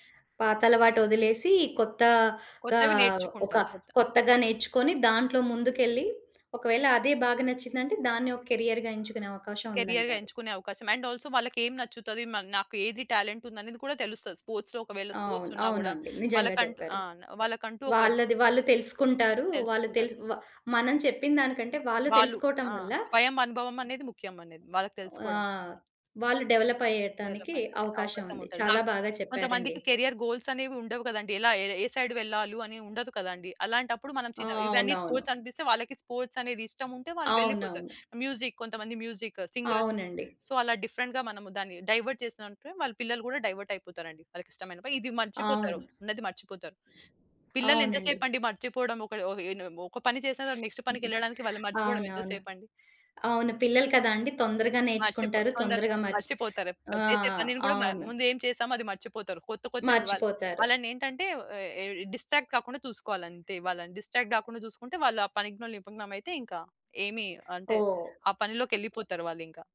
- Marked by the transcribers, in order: in English: "కెరియర్‌గా"; in English: "కెరియర్‌గా"; in English: "అండ్ ఆల్సో"; other background noise; in English: "స్పోర్ట్స్‌లో"; in English: "స్పోర్ట్స్"; in English: "డెవలప్"; in English: "డెవలప్‌మెంట్"; in English: "కేరియర్"; in English: "సైడ్"; in English: "స్పోర్ట్స్"; in English: "స్పోర్ట్స్"; in English: "మ్యూజిక్"; in English: "మ్యూజిక్ సింగర్స్. సో"; in English: "డిఫరెంట్‌గా"; in English: "డైవర్ట్"; in English: "నెక్స్ట్"; chuckle; tapping; in English: "డిస్ట్రాక్ట్"; in English: "డిస్ట్రాక్ట్"
- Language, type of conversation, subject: Telugu, podcast, ఇంట్లో అందరూ ఫోన్లను పక్కన పెట్టి కలిసి కూర్చున్నప్పుడు మీ కుటుంబం ఎలా స్పందిస్తుంది?
- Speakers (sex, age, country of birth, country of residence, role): female, 25-29, India, India, guest; female, 40-44, India, India, host